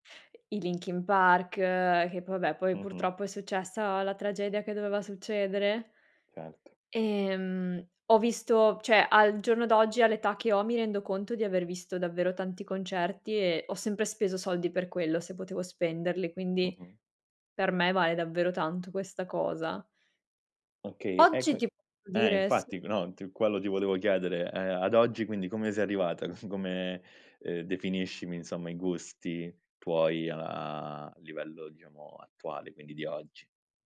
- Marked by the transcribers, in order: "vabbè" said as "vbè"; "cioè" said as "ceh"; laughing while speaking: "C"; drawn out: "a"
- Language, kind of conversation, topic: Italian, podcast, Come ti sono cambiate le preferenze musicali negli anni?